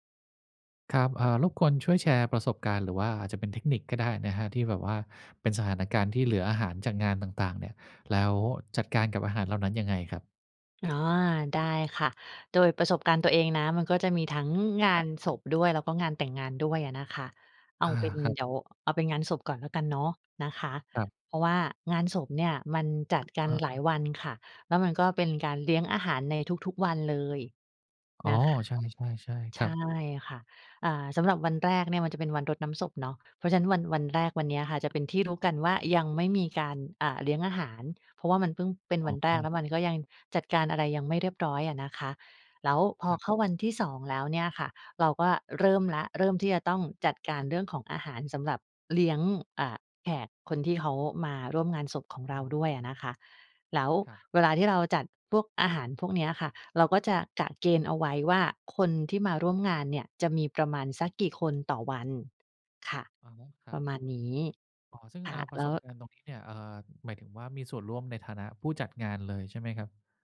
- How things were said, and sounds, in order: tapping
- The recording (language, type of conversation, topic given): Thai, podcast, เวลาเหลืออาหารจากงานเลี้ยงหรืองานพิธีต่าง ๆ คุณจัดการอย่างไรให้ปลอดภัยและไม่สิ้นเปลือง?